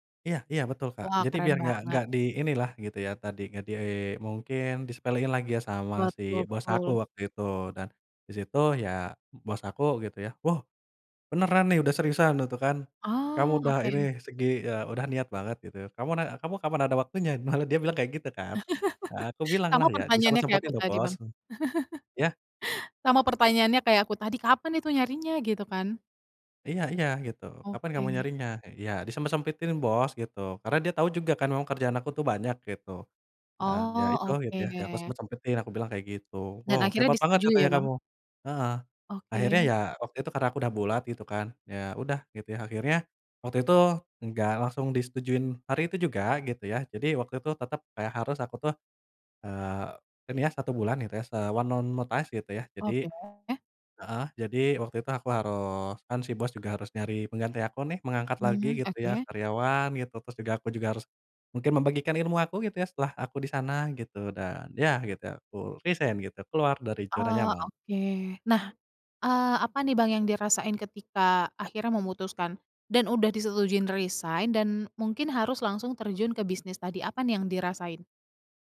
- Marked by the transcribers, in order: laugh; chuckle; in English: "one month notice"; in English: "resign"; in English: "resign"
- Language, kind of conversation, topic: Indonesian, podcast, Bisakah kamu menceritakan momen ketika kamu harus keluar dari zona nyaman?
- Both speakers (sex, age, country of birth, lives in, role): female, 30-34, Indonesia, Indonesia, host; male, 25-29, Indonesia, Indonesia, guest